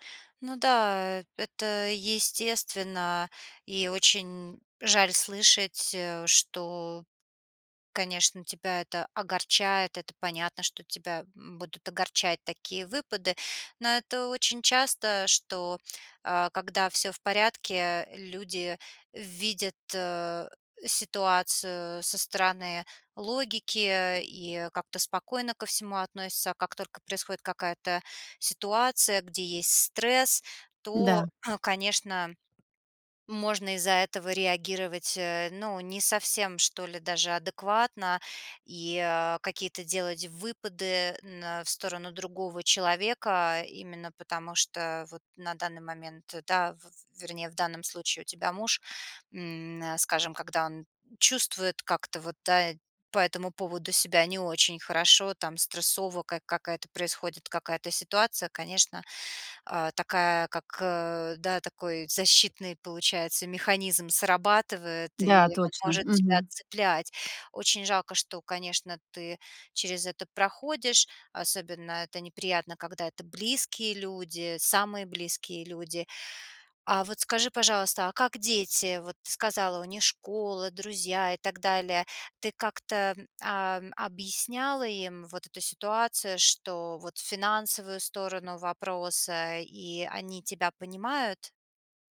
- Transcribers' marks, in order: tapping; other background noise
- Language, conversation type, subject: Russian, advice, Как разрешить разногласия о переезде или смене жилья?